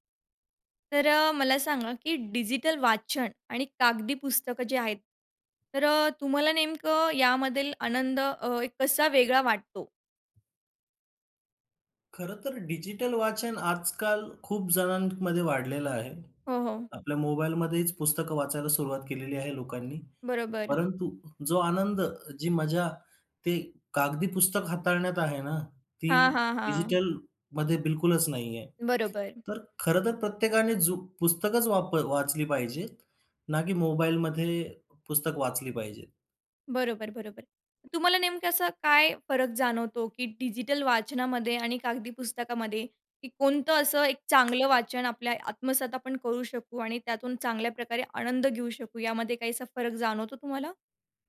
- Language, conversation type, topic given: Marathi, podcast, पुस्तकं वाचताना तुला काय आनंद येतो?
- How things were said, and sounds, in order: tapping; other background noise